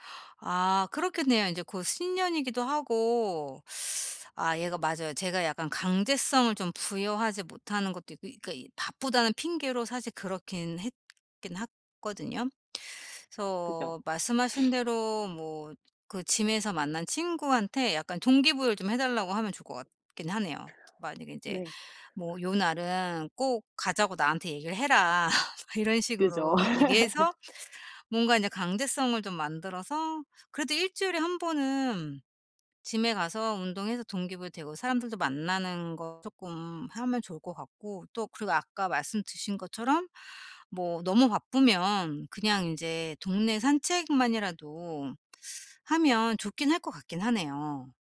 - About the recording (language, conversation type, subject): Korean, advice, 요즘 시간이 부족해서 좋아하는 취미를 계속하기가 어려운데, 어떻게 하면 꾸준히 유지할 수 있을까요?
- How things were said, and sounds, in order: other background noise; teeth sucking; sniff; in English: "짐에서"; laugh; in English: "짐에"